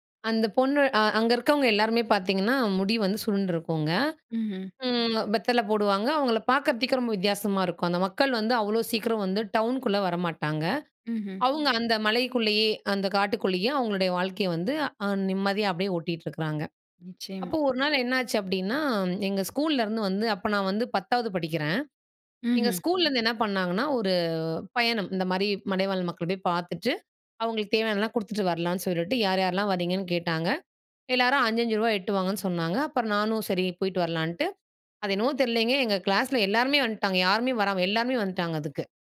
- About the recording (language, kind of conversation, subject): Tamil, podcast, உங்கள் கற்றல் பயணத்தை ஒரு மகிழ்ச்சி கதையாக சுருக்கமாகச் சொல்ல முடியுமா?
- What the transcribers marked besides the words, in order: "பாக்குறதுக்கே" said as "பாக்குறத்திக்கே"; other background noise; "மலைவாழ்" said as "மடைவாழ்"